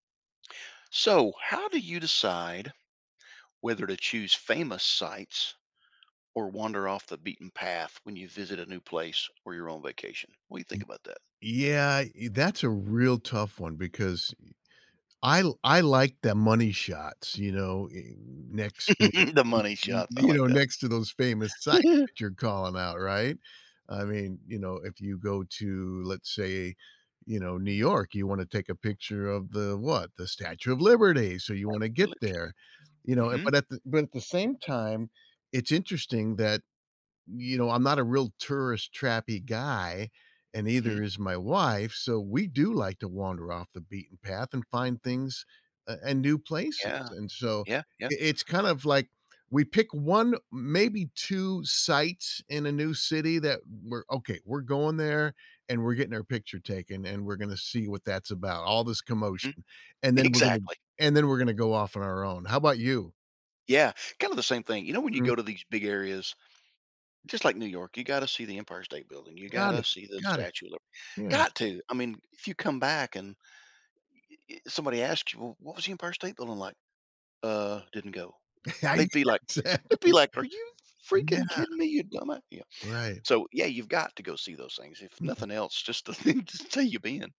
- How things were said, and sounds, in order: laugh; other background noise; giggle; unintelligible speech; tapping; laughing while speaking: "I Exactly"; laughing while speaking: "thing to say you've been"
- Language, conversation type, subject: English, unstructured, How should I choose famous sights versus exploring off the beaten path?